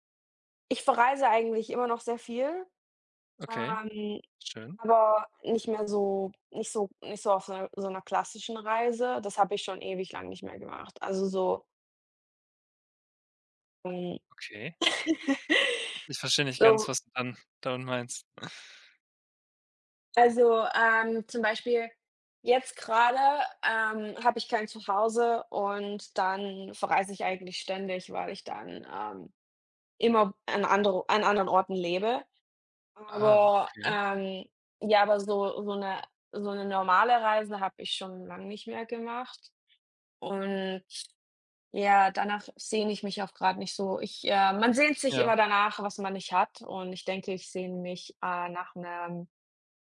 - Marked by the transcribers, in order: laugh; chuckle
- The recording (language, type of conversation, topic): German, unstructured, Was war deine aufregendste Entdeckung auf einer Reise?